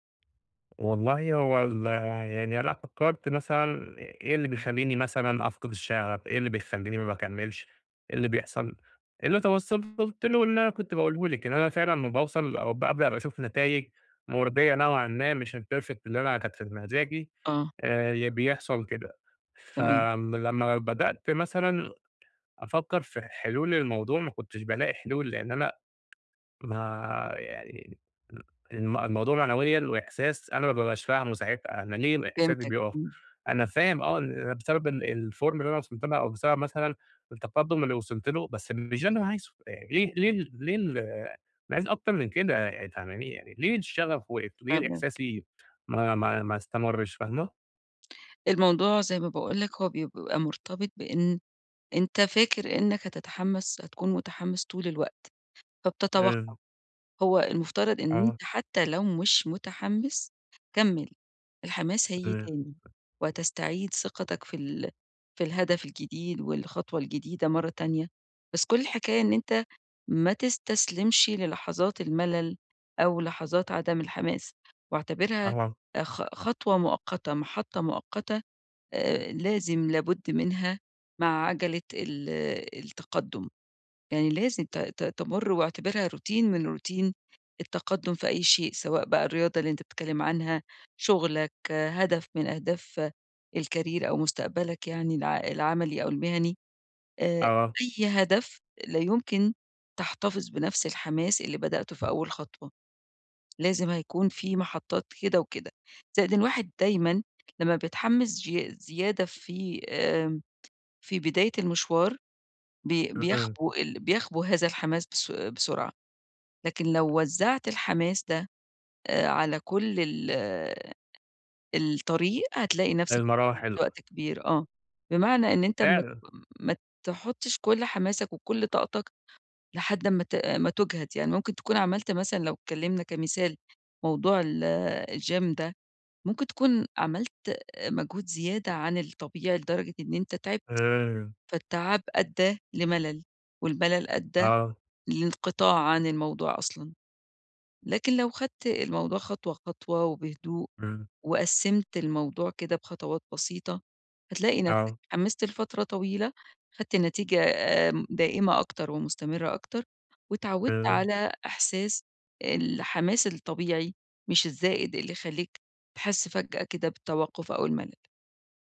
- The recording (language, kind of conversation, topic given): Arabic, advice, إزاي أرجّع حماسي لما أحسّ إنّي مش بتقدّم؟
- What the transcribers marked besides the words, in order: tapping; in English: "الperfect"; in English: "الform"; in English: "روتين"; in English: "روتين"; in English: "الcareer"; unintelligible speech; in English: "الgym"